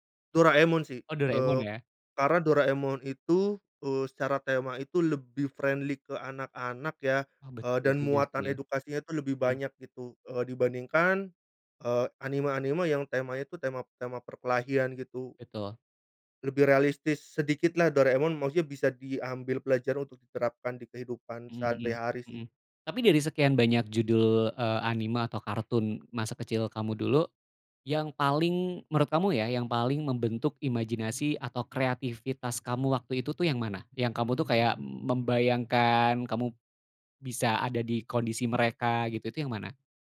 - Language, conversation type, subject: Indonesian, podcast, Apa acara televisi atau kartun favoritmu waktu kecil, dan kenapa kamu suka?
- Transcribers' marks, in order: in English: "friendly"